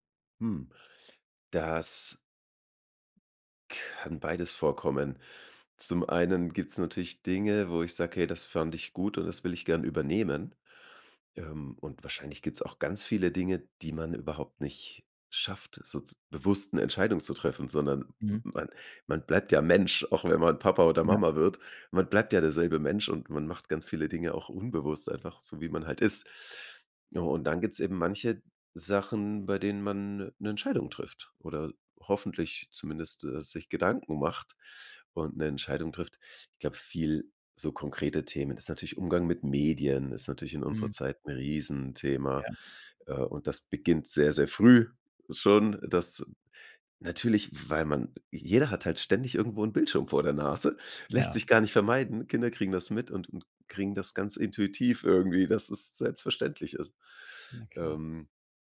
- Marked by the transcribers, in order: stressed: "früh"
- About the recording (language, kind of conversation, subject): German, podcast, Wie könnt ihr als Paar Erziehungsfragen besprechen, ohne dass es zum Streit kommt?